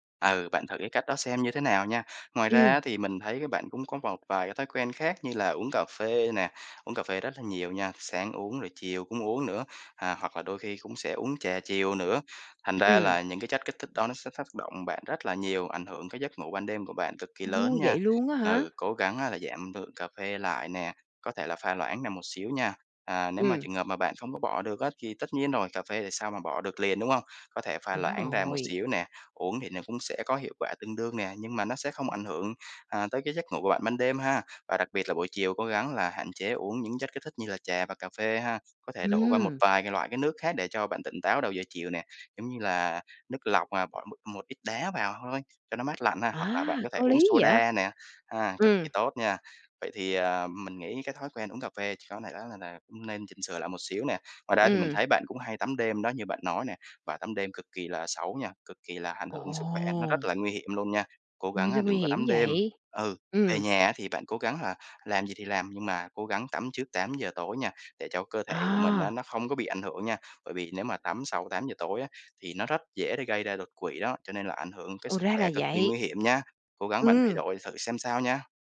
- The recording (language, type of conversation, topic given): Vietnamese, advice, Làm sao để duy trì giấc ngủ đều đặn khi bạn thường mất ngủ hoặc ngủ quá muộn?
- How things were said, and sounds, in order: tapping